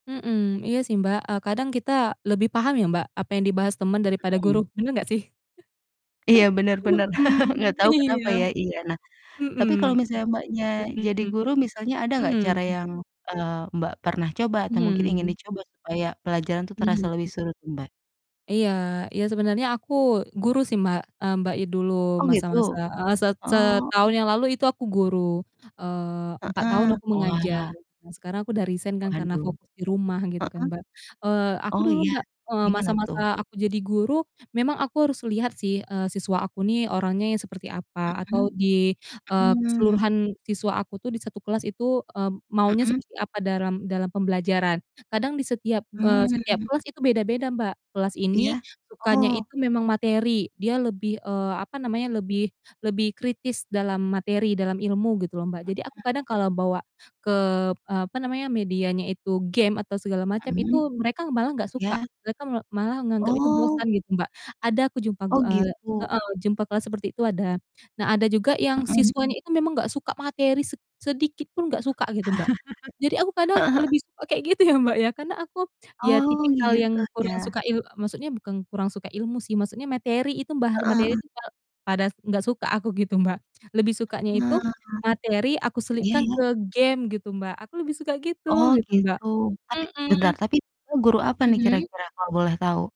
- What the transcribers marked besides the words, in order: distorted speech; laugh; laugh; other background noise; laugh; laughing while speaking: "Mbak, ya"
- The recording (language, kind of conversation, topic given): Indonesian, unstructured, Bagaimana sekolah dapat membuat kegiatan belajar menjadi lebih menyenangkan?